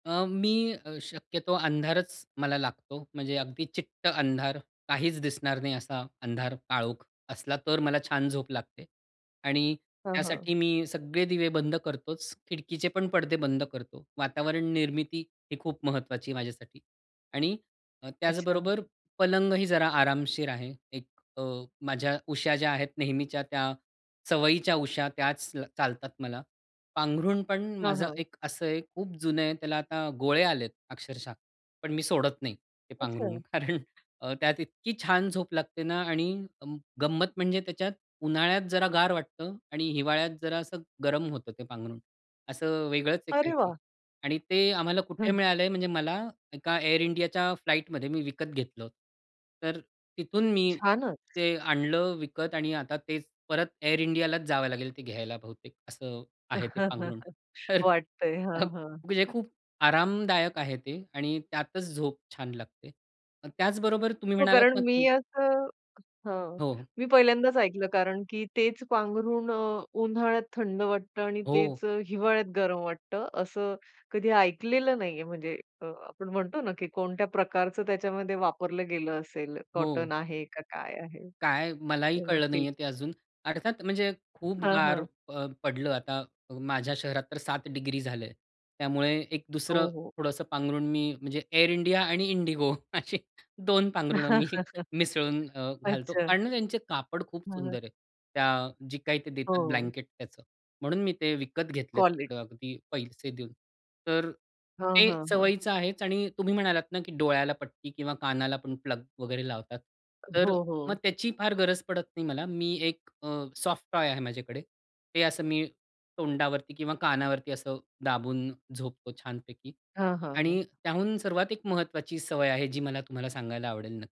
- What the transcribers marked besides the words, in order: other background noise; chuckle; chuckle; unintelligible speech; laughing while speaking: "अशी दोन पांघरुणं"; chuckle; in English: "प्लग"; tapping; in English: "सॉफ्ट टॉय"
- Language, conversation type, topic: Marathi, podcast, झोप नीट होण्यासाठी तुम्ही कोणत्या सवयी पाळता?